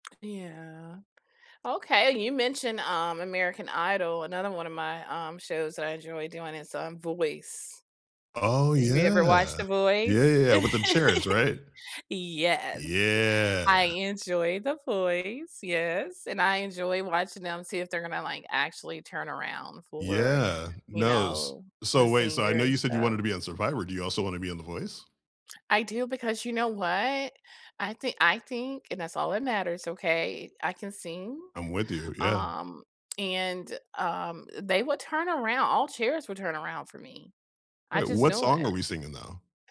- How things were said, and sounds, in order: chuckle; drawn out: "Yeah"
- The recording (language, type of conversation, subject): English, unstructured, Which guilty-pleasure reality shows do you love to talk about, and what makes them so irresistible?
- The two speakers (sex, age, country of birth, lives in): female, 45-49, United States, United States; male, 35-39, United States, United States